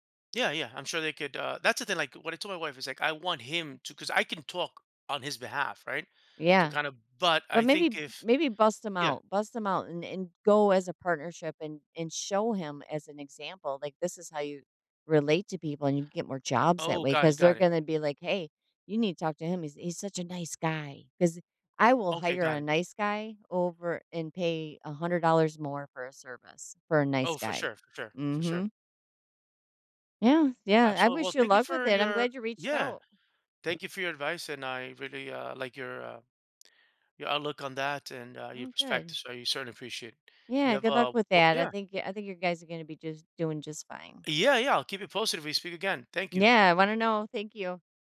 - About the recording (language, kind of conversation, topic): English, advice, How can I set clearer boundaries without feeling guilty or harming my relationships?
- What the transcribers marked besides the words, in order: other background noise